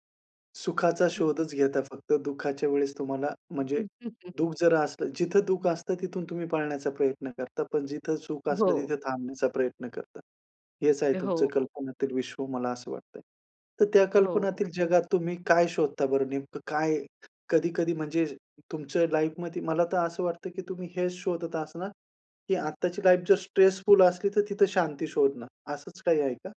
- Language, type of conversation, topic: Marathi, podcast, तुम्हाला कल्पनातीत जगात निघून जायचं वाटतं का?
- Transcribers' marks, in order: other background noise; in English: "स्ट्रेसफुल"